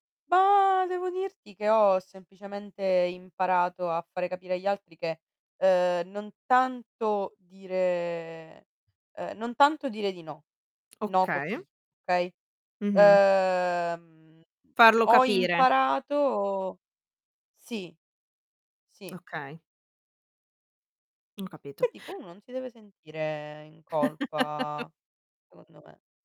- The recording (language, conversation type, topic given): Italian, podcast, Qual è il tuo approccio per dire di no senza creare conflitto?
- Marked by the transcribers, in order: drawn out: "Ba"; tapping; drawn out: "Ehm"; chuckle; distorted speech